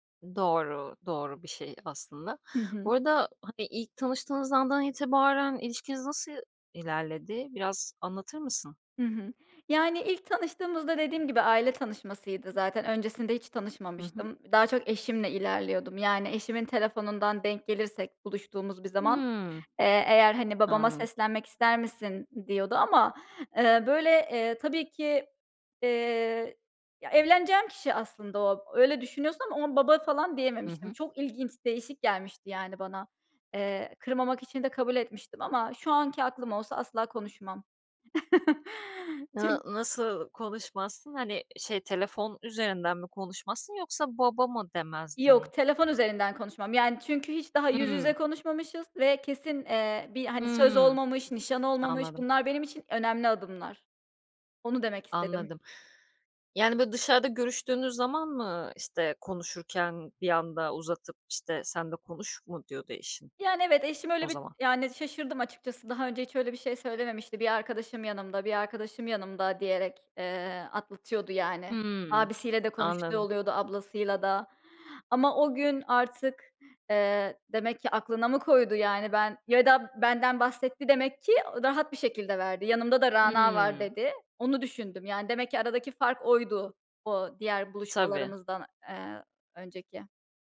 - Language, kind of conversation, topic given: Turkish, podcast, Kayınvalideniz veya kayınpederinizle ilişkiniz zaman içinde nasıl şekillendi?
- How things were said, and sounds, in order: tapping; chuckle; other background noise